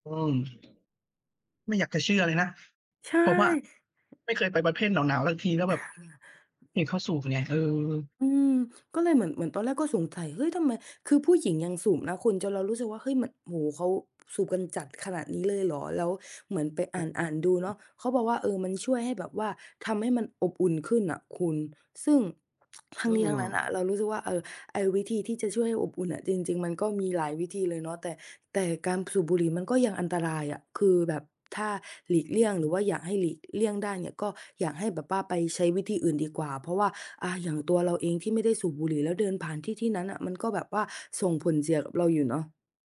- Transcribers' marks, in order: other background noise; tapping; chuckle
- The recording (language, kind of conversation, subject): Thai, unstructured, ทำไมหลายคนยังสูบบุหรี่ทั้งที่รู้ว่าเป็นอันตราย?